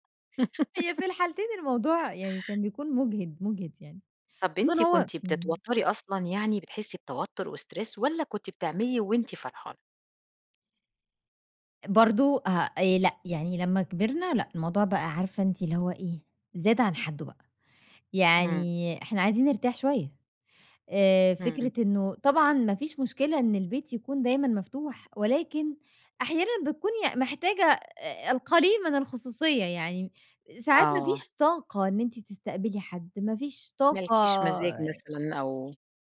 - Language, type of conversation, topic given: Arabic, podcast, إزاي بتحضّري البيت لاستقبال ضيوف على غفلة؟
- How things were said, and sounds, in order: laugh; in English: "وStress"